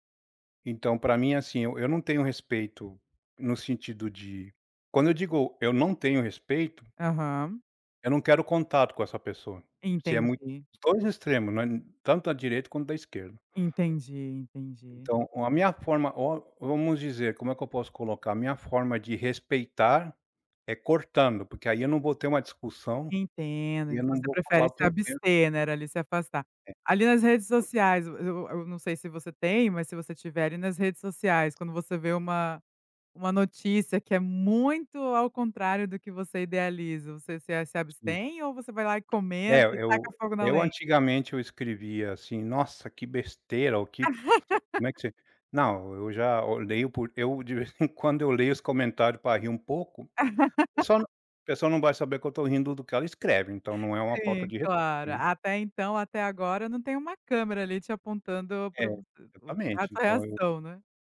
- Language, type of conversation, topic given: Portuguese, podcast, Como lidar com diferenças de opinião sem perder respeito?
- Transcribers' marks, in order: other noise; laugh; laugh